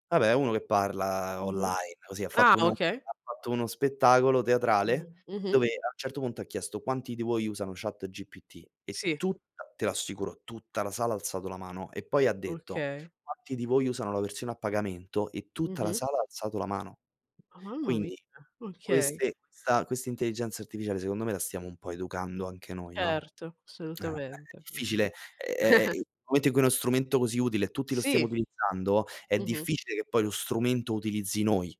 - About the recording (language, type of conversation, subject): Italian, unstructured, Qual è il primo posto al mondo che vorresti visitare?
- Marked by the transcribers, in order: other background noise; chuckle